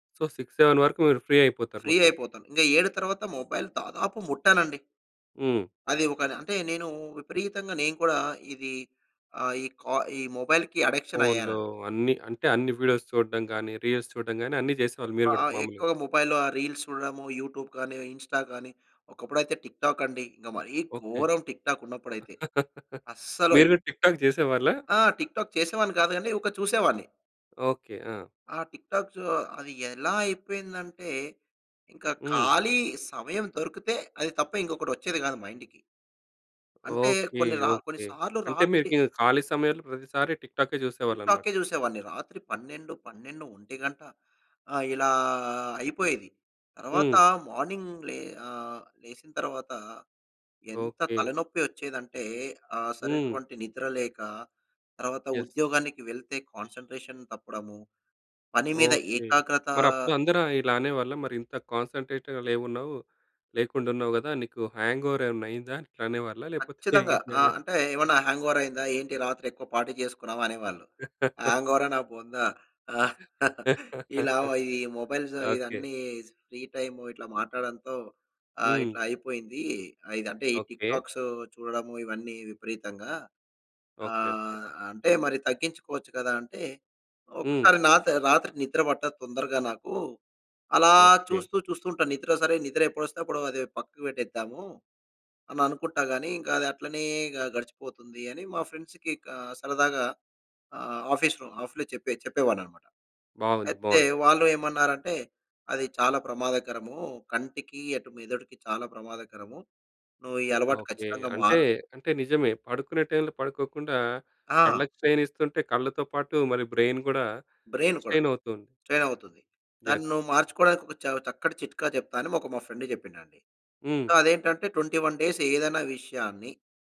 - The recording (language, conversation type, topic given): Telugu, podcast, బాగా నిద్రపోవడానికి మీరు రాత్రిపూట పాటించే సరళమైన దైనందిన క్రమం ఏంటి?
- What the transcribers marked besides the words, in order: in English: "సో, సిక్స్ సెవెన్"; in English: "ఫ్రీ"; in English: "ఫ్రీ"; in English: "మొబైల్"; in English: "మొబైల్‌కి అడిక్షన్"; in English: "వీడియోస్"; in English: "రీల్స్"; in English: "మొబైల్‌లో"; in English: "రీల్స్"; in English: "యూట్యూబ్"; in English: "ఇన్‌స్టా"; in English: "టిక్‌టాక్"; laugh; in English: "టిక్‌టాక్"; in English: "టిక్‌టాక్"; stressed: "అస్సలు"; in English: "టిక్‌టాక్"; in English: "మైండ్‌కి"; in English: "మార్నింగ్"; in English: "యస్"; in English: "కాన్సంట్రేషన్"; in English: "కాన్సంట్రేట్‌గా"; in English: "హ్యాంగోవర్"; laughing while speaking: "ఏంటనేవారు?"; in English: "హ్యాంగోవర్"; chuckle; in English: "పార్టీ"; chuckle; in English: "మొబైల్స్"; in English: "ఫ్రీ"; in English: "ఫ్రెండ్స్‌కి"; in English: "ఆఫీస్‌లో"; in English: "స్ట్రెయిన్"; in English: "బ్రెయిన్"; in English: "స్ట్రెయిన్"; in English: "బ్రెయిన్"; in English: "స్ట్రెయిన్"; in English: "యస్"; in English: "ఫ్రెండ్"; in English: "సో"; in English: "ట్వెంటీ వన్ డేస్"